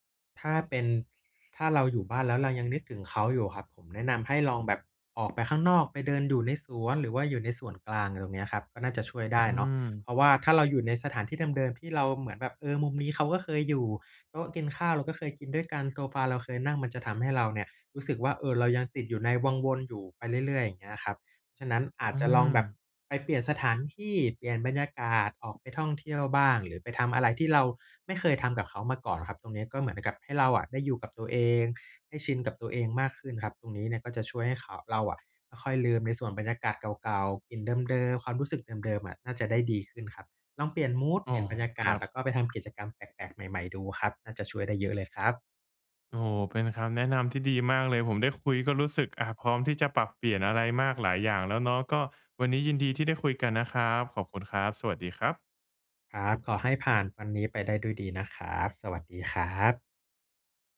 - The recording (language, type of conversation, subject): Thai, advice, ฉันควรจัดสภาพแวดล้อมรอบตัวอย่างไรเพื่อเลิกพฤติกรรมที่ไม่ดี?
- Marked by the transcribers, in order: none